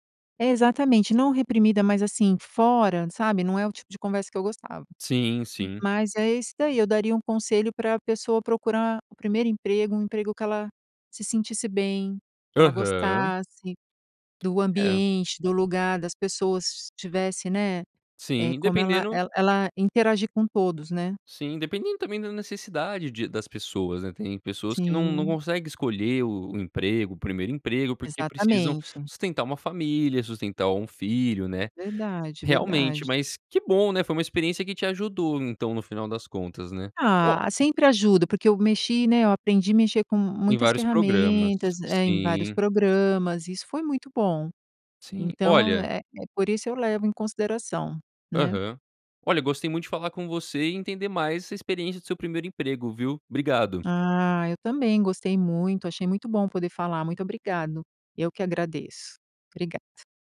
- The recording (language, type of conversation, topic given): Portuguese, podcast, Como foi seu primeiro emprego e o que você aprendeu nele?
- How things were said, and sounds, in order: tapping